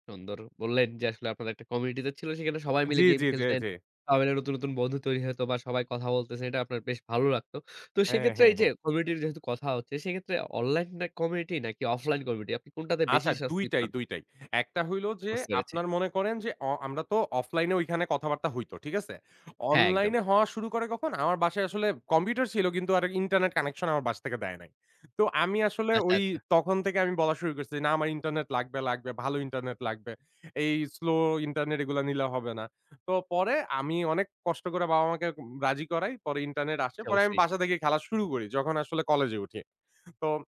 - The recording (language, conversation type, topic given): Bengali, podcast, কোন শখের মাধ্যমে আপনি নতুন বন্ধু বা একটি নতুন কমিউনিটি পেয়েছেন, আর সেটা কীভাবে হলো?
- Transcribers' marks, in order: unintelligible speech; "স্বস্তি" said as "শাস্তি"